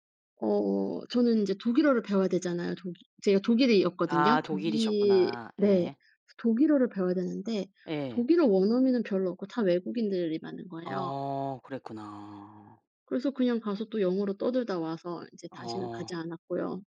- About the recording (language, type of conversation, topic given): Korean, podcast, 새로운 도시로 이사했을 때 사람들은 어떻게 만나나요?
- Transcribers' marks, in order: none